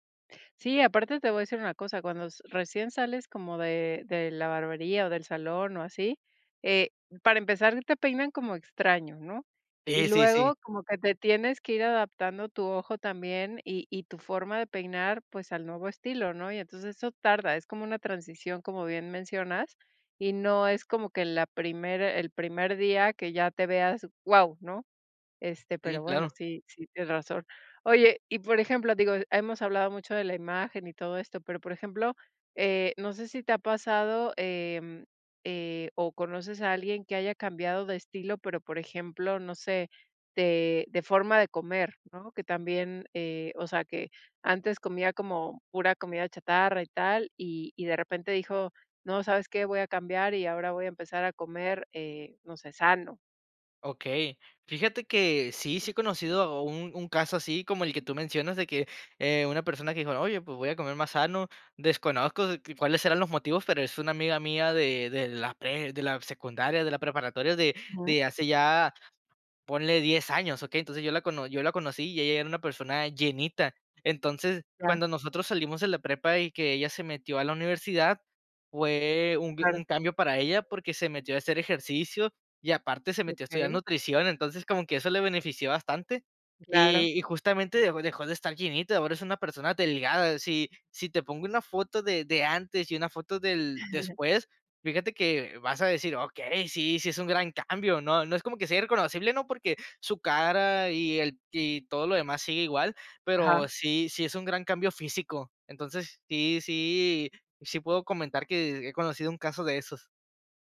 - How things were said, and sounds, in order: chuckle
- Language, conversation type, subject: Spanish, podcast, ¿Qué consejo darías a alguien que quiere cambiar de estilo?